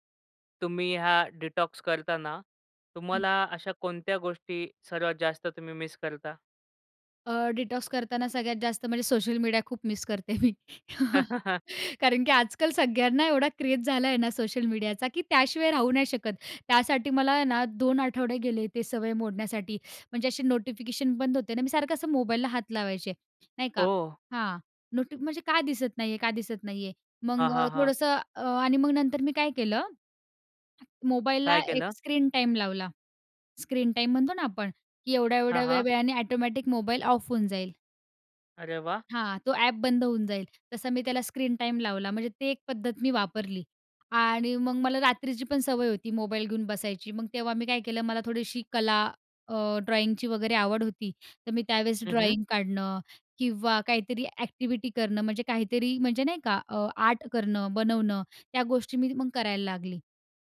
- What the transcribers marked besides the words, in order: in English: "डिटॉक्स"; in English: "डिटॉक्स"; laughing while speaking: "करते मी"; chuckle; in English: "क्रेज"; other background noise; in English: "स्क्रीन टाईम"; in English: "स्क्रीन टाईम"; in English: "ऑटोमॅटिक"; in English: "ऑफ"; in English: "स्क्रीन टाईम"; in English: "ड्रॉईंगची"; in English: "ड्रॉईंग"; in English: "ॲक्टिव्हिटी"
- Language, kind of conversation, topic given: Marathi, podcast, तुम्ही इलेक्ट्रॉनिक साधनांपासून विराम कधी आणि कसा घेता?